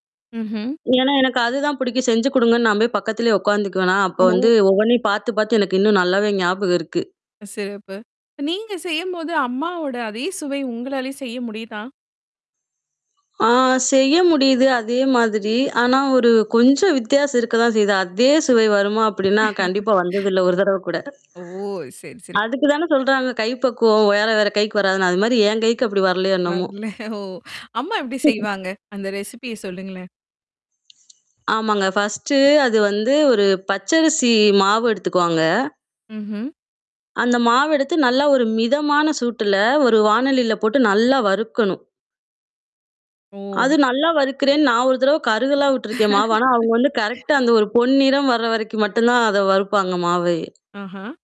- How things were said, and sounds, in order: other background noise; other noise; mechanical hum; laugh; static; laughing while speaking: "வரல ஓ!"; laugh; in English: "ரெஸிப்பீய"; in English: "ஃபர்ஸ்டு"; laugh; in English: "கரெக்ட்டா"; tapping
- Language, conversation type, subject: Tamil, podcast, உங்கள் குடும்பத்தில் தலைமுறையாக வந்த தனிச்சுவை கொண்ட சிறப்பு உணவு செய்முறை எது?